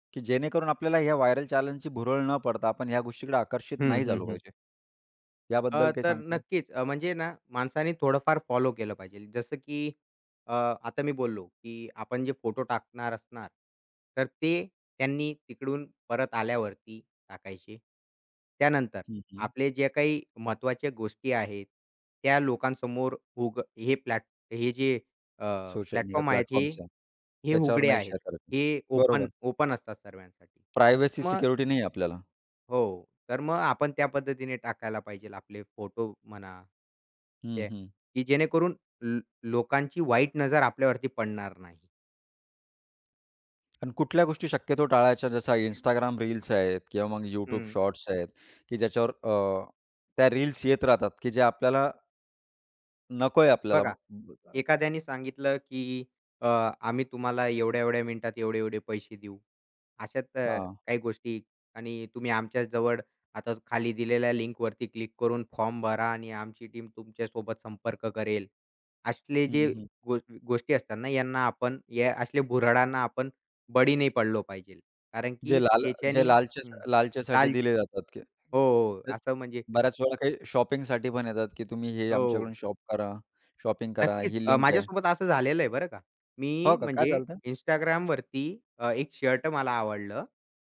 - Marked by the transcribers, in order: in English: "व्हायरल"; "पाहिजे" said as "पाहिजेल"; in English: "प्लॅटफॉर्म"; in English: "प्लॅटफॉर्म्स"; in English: "शेअर"; in English: "ओपन ओपन"; in English: "प्रायव्हेसी"; "पाहिजे" said as "पाहिजेल"; other noise; unintelligible speech; tapping; in English: "टीम"; "पाहिजे" said as "पाहिजेल"; unintelligible speech; in English: "शॉपिंगसाठी"; in English: "शॉप"; in English: "शॉपिंग"; "झालं होतं" said as "झालतं"
- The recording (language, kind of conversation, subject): Marathi, podcast, व्हायरल चॅलेंज लोकांना इतके भुरळ का घालतात?
- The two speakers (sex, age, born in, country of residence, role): male, 35-39, India, India, host; male, 55-59, India, India, guest